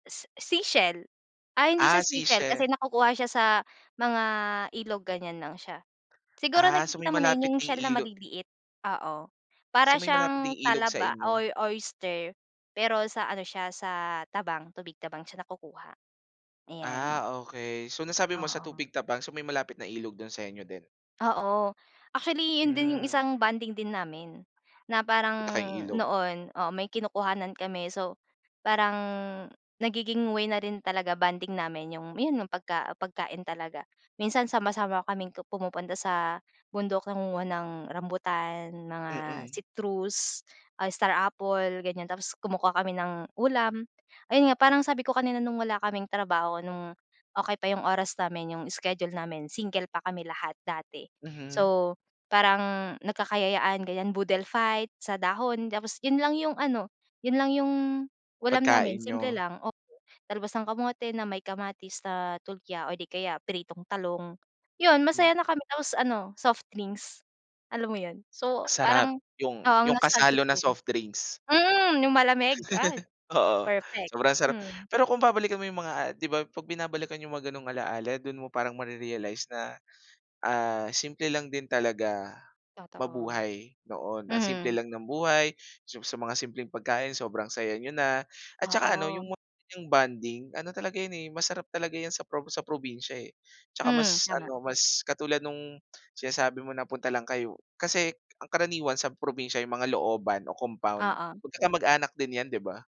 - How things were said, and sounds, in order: in English: "nostalgic nun"; laugh
- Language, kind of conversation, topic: Filipino, podcast, Ano ang papel ng pagkain sa mga tradisyon ng inyong pamilya?